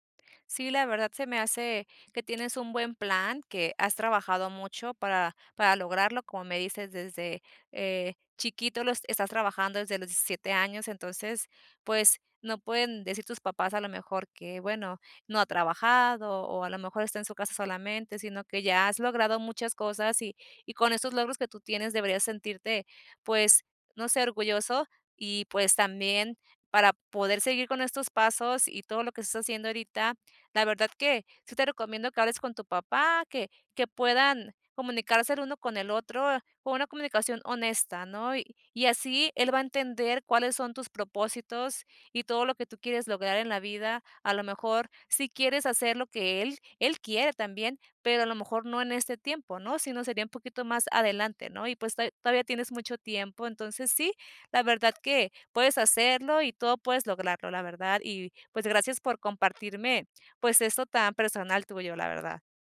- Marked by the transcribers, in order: none
- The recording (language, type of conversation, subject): Spanish, advice, ¿Cómo puedo conciliar las expectativas de mi familia con mi expresión personal?